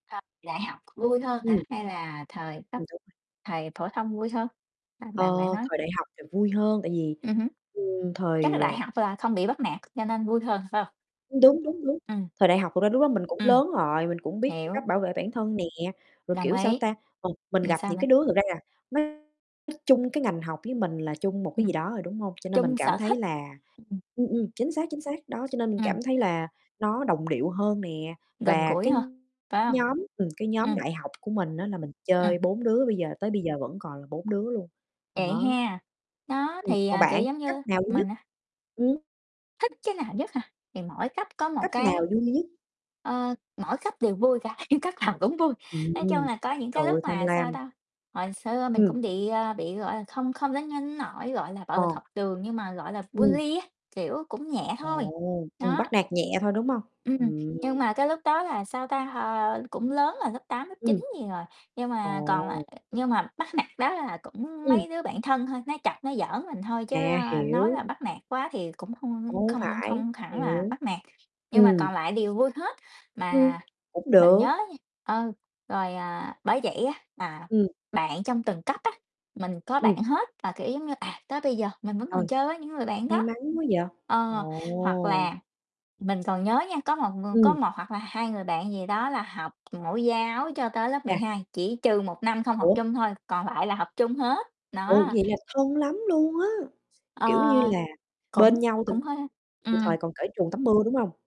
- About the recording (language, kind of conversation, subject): Vietnamese, unstructured, Bạn có kỷ niệm vui nào khi học cùng bạn bè không?
- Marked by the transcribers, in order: static; distorted speech; tapping; other background noise; unintelligible speech; unintelligible speech; laughing while speaking: "cấp nào cũng vui"; "bị" said as "đị"; in English: "bully"; other noise